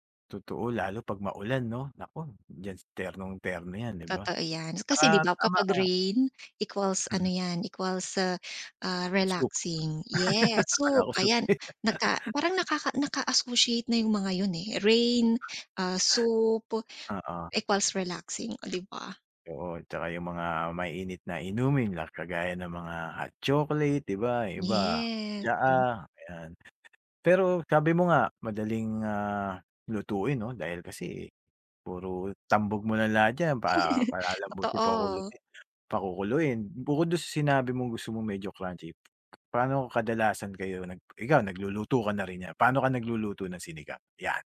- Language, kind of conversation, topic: Filipino, podcast, Paano mo inilalarawan ang paborito mong pagkaing pampagaan ng pakiramdam, at bakit ito espesyal sa iyo?
- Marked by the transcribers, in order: other background noise; laugh; stressed: "yes"; laugh; laugh; tapping